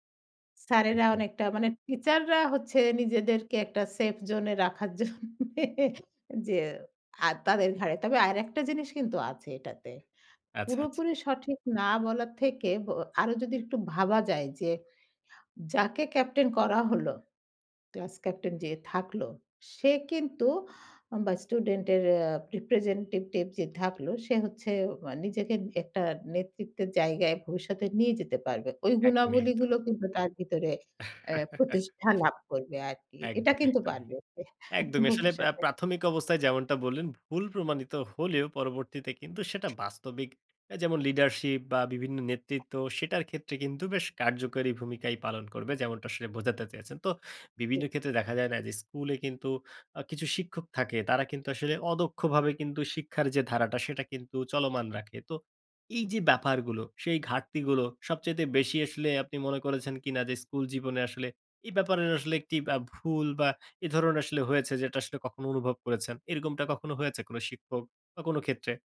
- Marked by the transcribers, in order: in English: "safe zone"; laughing while speaking: "জন্যে"; in English: "representative"; laugh; laughing while speaking: "ভবিষ্যতে"; in English: "leadership"
- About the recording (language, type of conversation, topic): Bengali, podcast, স্কুলে শেখানো কোন কোন বিষয় পরে গিয়ে আপনার কাছে ভুল প্রমাণিত হয়েছে?
- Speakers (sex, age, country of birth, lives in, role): female, 55-59, Bangladesh, Bangladesh, guest; male, 18-19, Bangladesh, Bangladesh, host